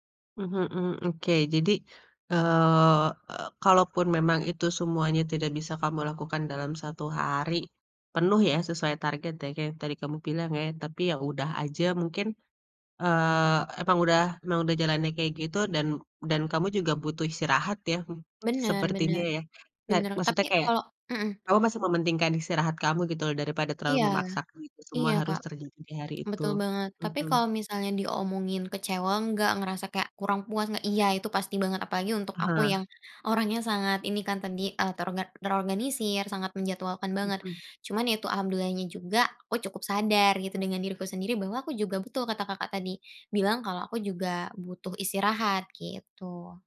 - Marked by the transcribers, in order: tapping
- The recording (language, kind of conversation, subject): Indonesian, podcast, Apa yang kamu lakukan saat rencana harian berantakan?